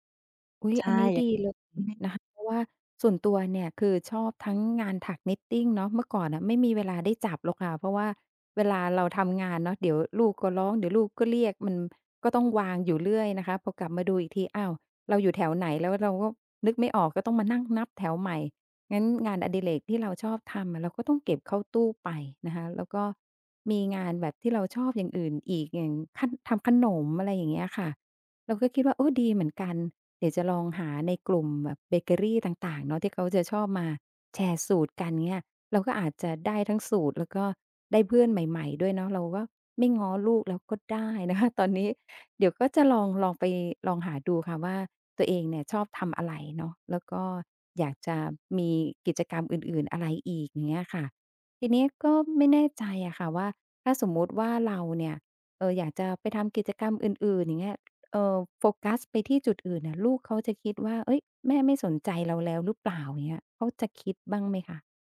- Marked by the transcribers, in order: unintelligible speech; other background noise; tapping; laughing while speaking: "นะคะ"
- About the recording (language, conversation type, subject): Thai, advice, คุณรับมือกับความรู้สึกว่างเปล่าและไม่มีเป้าหมายหลังจากลูกโตแล้วอย่างไร?